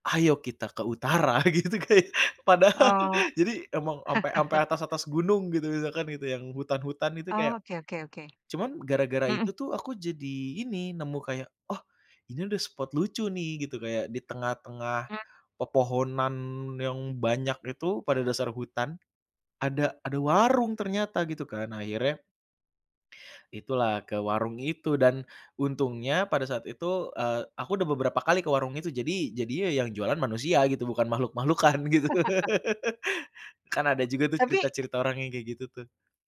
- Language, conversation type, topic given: Indonesian, podcast, Pernahkah kamu tersesat saat jalan-jalan, dan bagaimana ceritanya?
- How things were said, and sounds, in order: laughing while speaking: "gitu, kayak padahal"; tapping; chuckle; lip smack; laugh; laughing while speaking: "gitu"; laugh